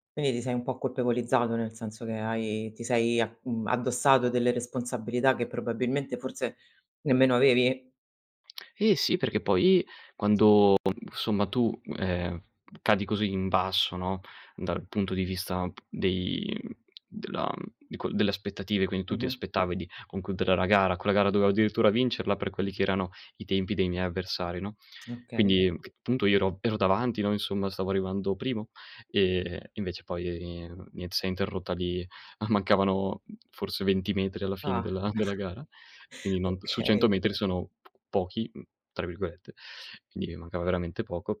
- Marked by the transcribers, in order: "quindi" said as "quini"; "dovevo" said as "doveo"; chuckle; "quindi" said as "qindi"
- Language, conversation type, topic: Italian, podcast, Raccontami di un fallimento che si è trasformato in un'opportunità?